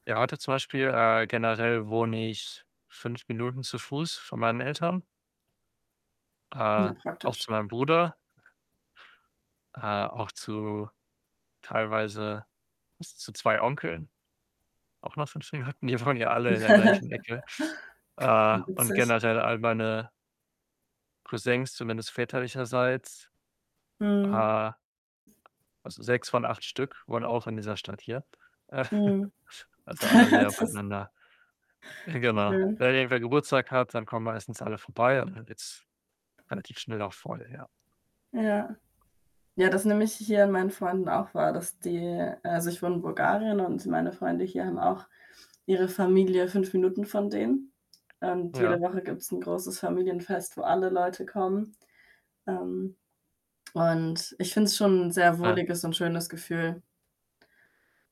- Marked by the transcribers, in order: other background noise; static; unintelligible speech; laughing while speaking: "die wohnen ja"; giggle; distorted speech; chuckle; giggle; tapping
- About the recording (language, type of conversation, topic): German, unstructured, Wie wichtig ist Familie für dich?